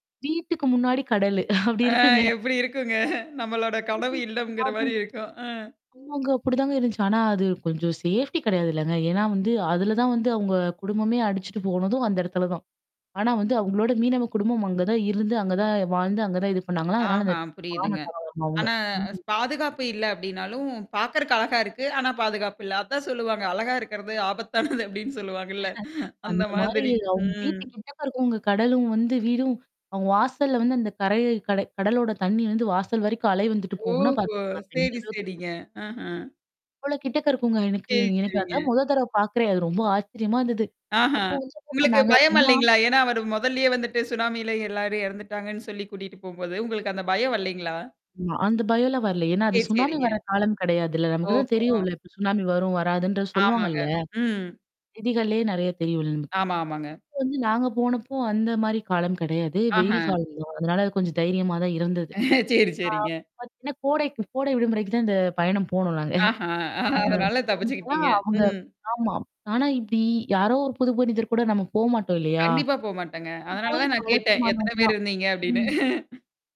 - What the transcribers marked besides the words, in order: mechanical hum; laughing while speaking: "அப்டி இருக்குங்க"; laughing while speaking: "ஆ, எப்டி இருக்குங்க? நம்மளோட கனவு இல்லம்ங்குற மாரி இருக்கும். அ"; unintelligible speech; distorted speech; tapping; in English: "சேஃப்டி"; static; other background noise; unintelligible speech; laughing while speaking: "ஆபத்தானது அப்டின்னு சொல்லுவாங்கல்ல! அந்த மாதிரி. ம்"; chuckle; drawn out: "ஓஹோ!"; other noise; "வரலேங்களா" said as "வல்லீங்களா"; "வரலேங்களா" said as "வல்லீங்களா"; laughing while speaking: "சரி, சரிங்க"; laughing while speaking: "ஆஹா. அதனால தப்பிச்சுக்கிட்டீங்க. ம்"; chuckle; unintelligible speech; "மனிதர்" said as "புனிதர்"; laugh
- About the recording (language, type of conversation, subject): Tamil, podcast, ஒரு இடத்தின் உணவு, மக்கள், கலாச்சாரம் ஆகியவை உங்களை எப்படி ஈர்த்தன?